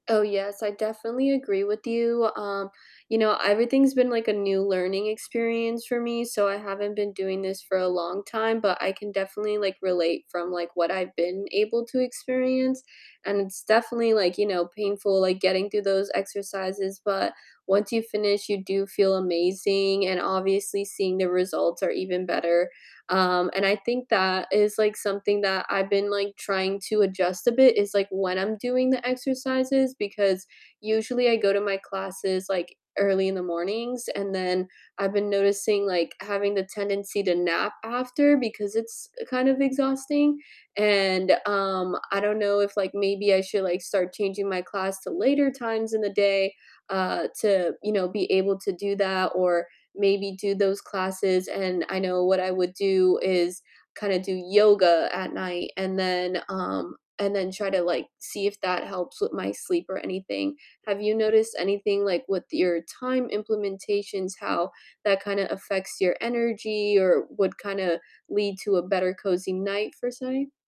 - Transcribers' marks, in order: tapping
- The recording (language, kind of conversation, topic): English, unstructured, What would your ideal double feature for a cozy night in be?